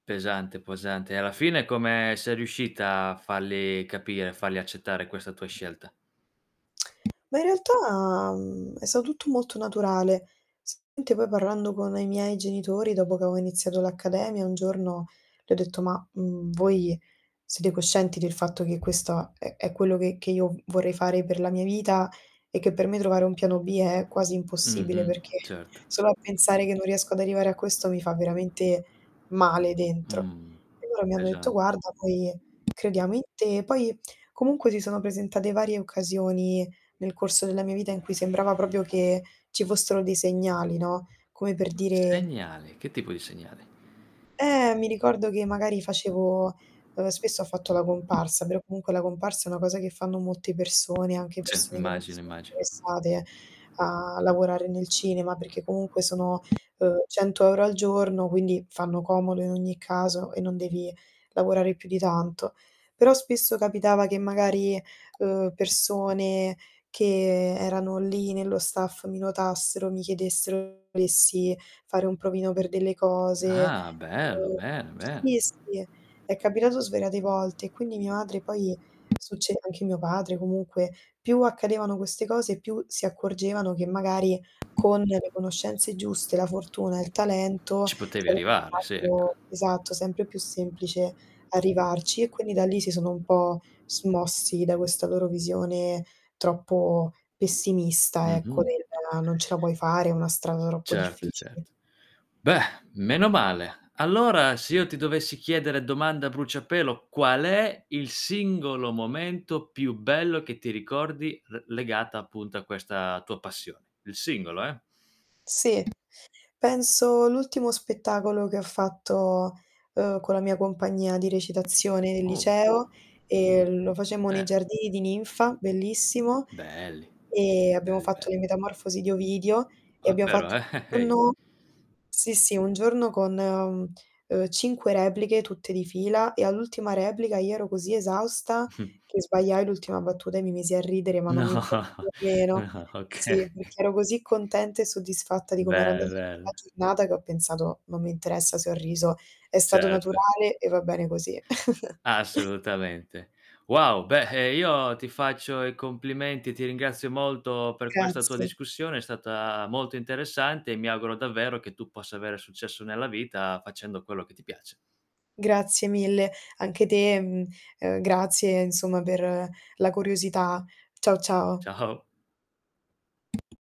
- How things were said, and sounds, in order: static; "pesante" said as "puesante"; other background noise; tapping; unintelligible speech; distorted speech; lip smack; unintelligible speech; unintelligible speech; chuckle; chuckle; unintelligible speech; laughing while speaking: "No, no, okay"; chuckle; laughing while speaking: "Ciao"
- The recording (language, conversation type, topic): Italian, podcast, Qual è il tuo hobby preferito e come ci sei arrivato?